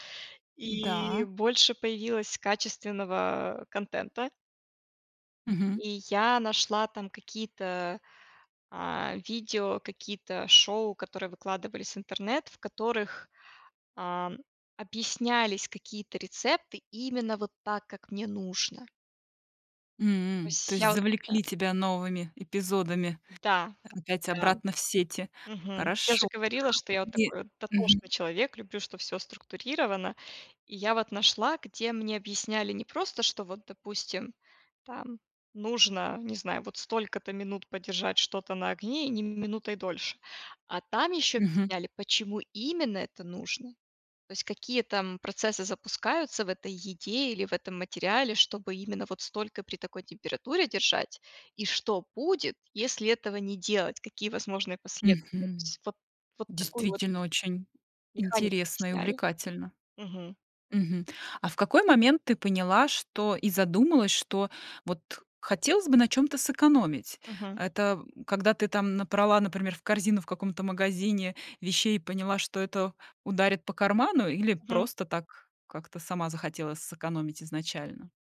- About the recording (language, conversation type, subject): Russian, podcast, Как бюджетно снова начать заниматься забытым увлечением?
- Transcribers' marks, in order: other noise; tapping